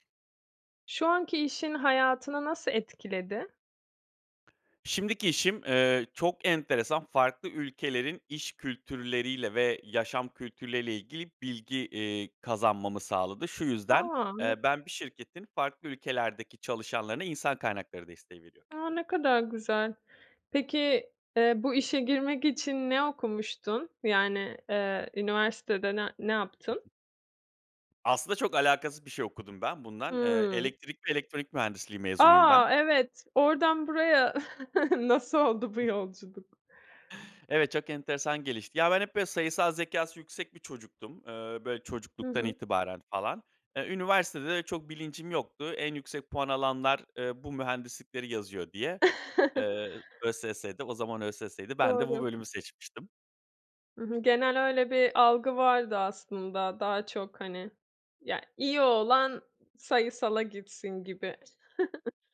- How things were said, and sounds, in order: other background noise; other noise; tapping; chuckle; laughing while speaking: "nasıl oldu bu yolculuk?"; chuckle; chuckle
- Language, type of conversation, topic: Turkish, podcast, Bu iş hayatını nasıl etkiledi ve neleri değiştirdi?